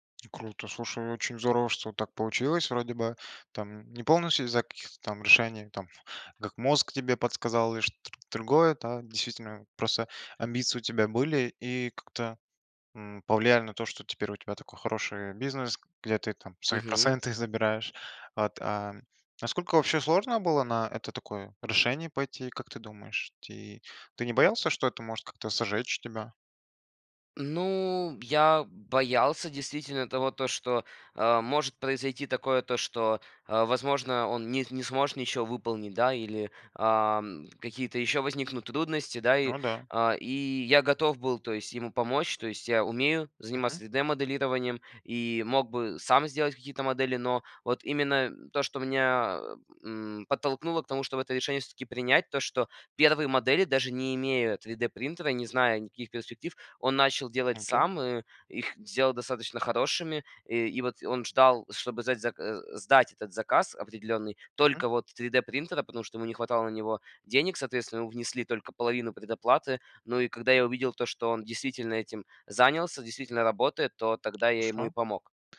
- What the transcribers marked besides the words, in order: tapping; "сжечь" said as "сожечь"; other background noise
- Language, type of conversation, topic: Russian, podcast, Какую роль играет амбиция в твоих решениях?